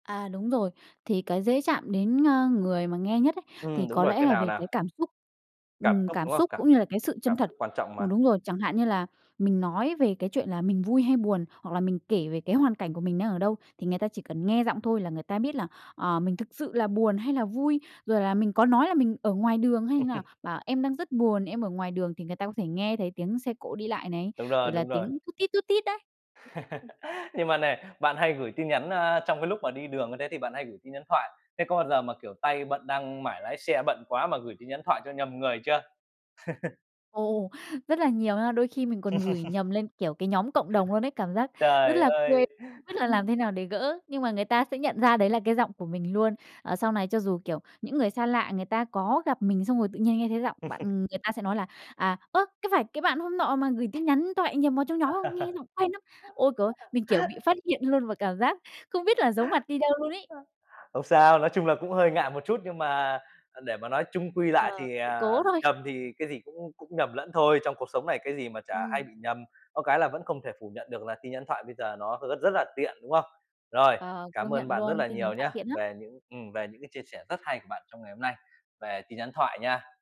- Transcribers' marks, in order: tapping; chuckle; laugh; other background noise; alarm; chuckle; laugh; unintelligible speech; chuckle; laugh; other noise; unintelligible speech
- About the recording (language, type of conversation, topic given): Vietnamese, podcast, Bạn cảm thấy thế nào về việc nhắn tin thoại?